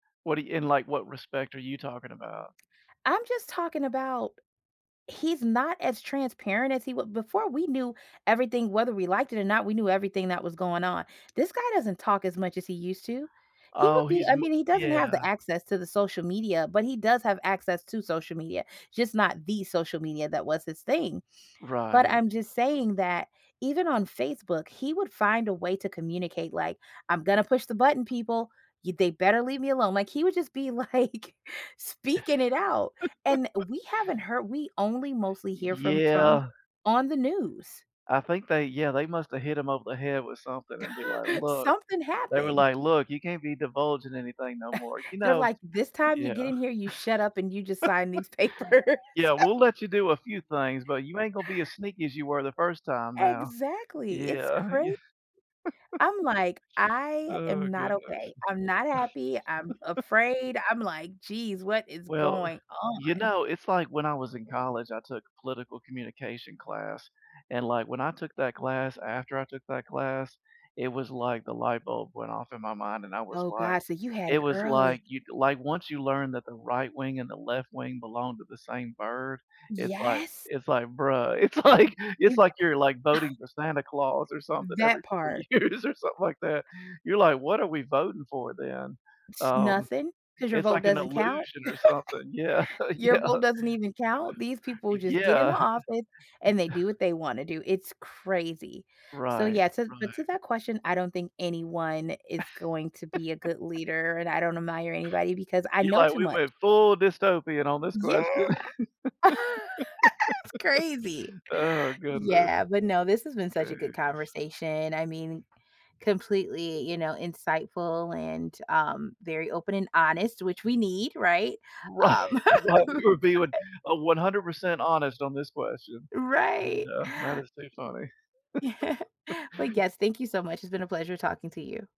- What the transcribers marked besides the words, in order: stressed: "the"; laugh; chuckle; chuckle; laughing while speaking: "papers"; chuckle; chuckle; tapping; laughing while speaking: "It's like"; sigh; laughing while speaking: "years"; giggle; laughing while speaking: "Yeah. Yeah. Uh, yeah"; laugh; laugh; laugh; laughing while speaking: "Right, right"; laugh; laughing while speaking: "yeah"; chuckle
- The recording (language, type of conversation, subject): English, unstructured, What makes a good leader in government?
- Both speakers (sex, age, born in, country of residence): female, 40-44, United States, United States; male, 45-49, United States, United States